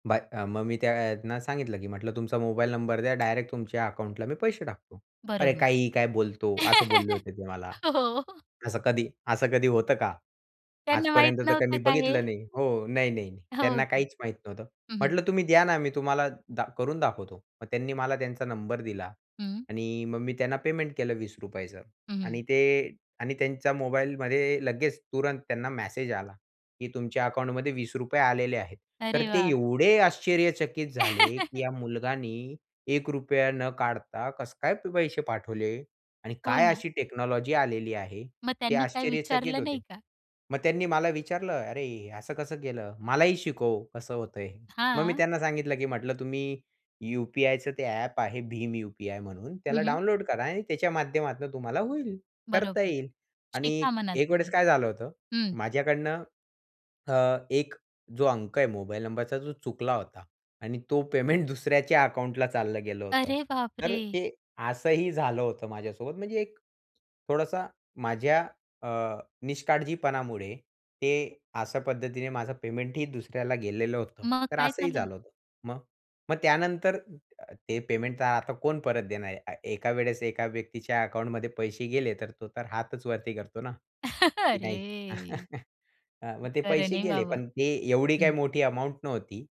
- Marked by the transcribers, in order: chuckle; laughing while speaking: "हो"; other background noise; tapping; chuckle; "मुलगाने" said as "मुलगानी"; surprised: "अरे बापरे!"; laughing while speaking: "पेमेंट दुसऱ्याच्या"; anticipating: "मग काय झालं?"; chuckle; drawn out: "अरे!"; chuckle
- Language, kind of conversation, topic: Marathi, podcast, मोबाईल पेमेंट आणि डिजिटल नाण्यांचा भविष्यातला वापर कसा असेल?